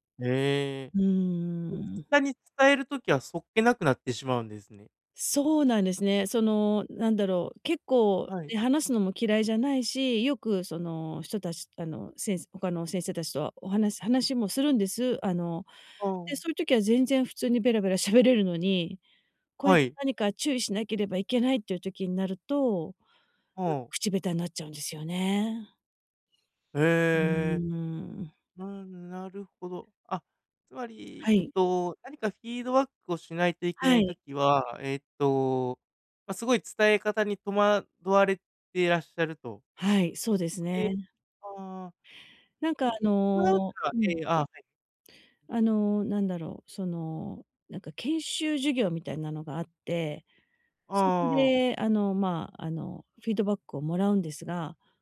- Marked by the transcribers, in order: unintelligible speech; unintelligible speech
- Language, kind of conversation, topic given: Japanese, advice, 相手を傷つけずに建設的なフィードバックを伝えるにはどうすればよいですか？